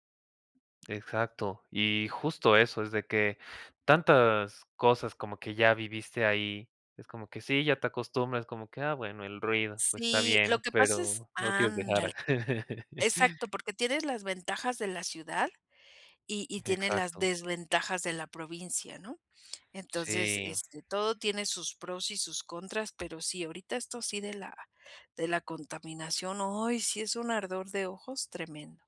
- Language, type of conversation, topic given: Spanish, advice, ¿Qué puedo hacer si me siento desorientado por el clima, el ruido y las costumbres del lugar al que me mudé?
- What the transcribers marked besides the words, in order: chuckle; "ciudad" said as "ciudal"